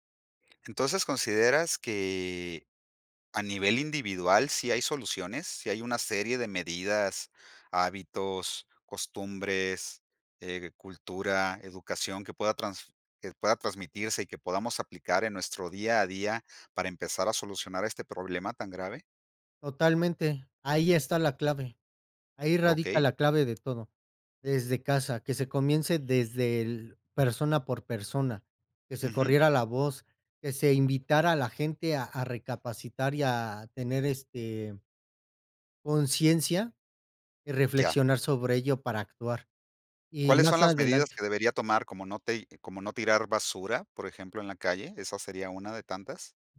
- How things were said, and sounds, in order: none
- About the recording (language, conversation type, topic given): Spanish, podcast, ¿Qué opinas sobre el problema de los plásticos en la naturaleza?